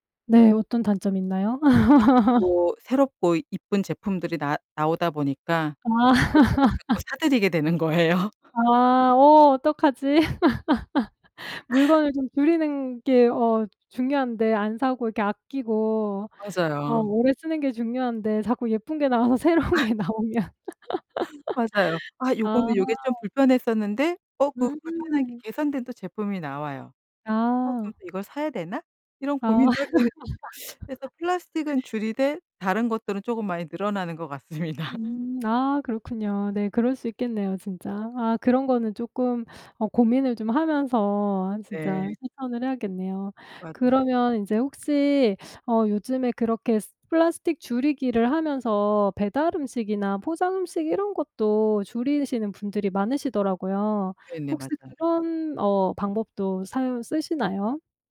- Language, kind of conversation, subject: Korean, podcast, 플라스틱 사용을 현실적으로 줄일 수 있는 방법은 무엇인가요?
- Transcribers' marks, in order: other background noise; laugh; laugh; laugh; laughing while speaking: "새로운 게 나오면"; laugh; teeth sucking; laugh; laugh; teeth sucking